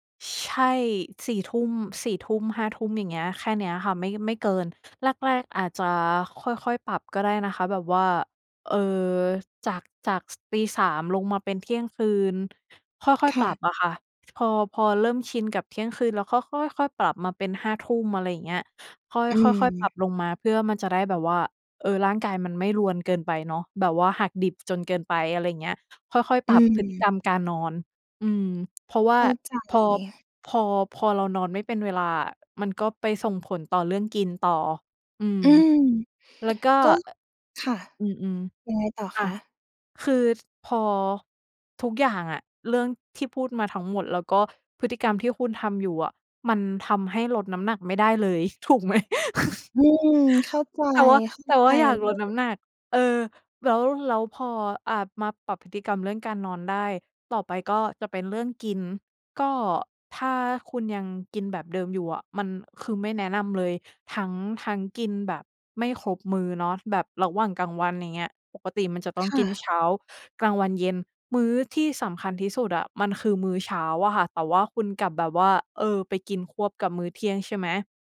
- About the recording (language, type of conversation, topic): Thai, advice, อยากลดน้ำหนักแต่หิวยามดึกและกินจุบจิบบ่อย ควรทำอย่างไร?
- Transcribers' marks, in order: tapping; laughing while speaking: "ถูกไหม ?"; chuckle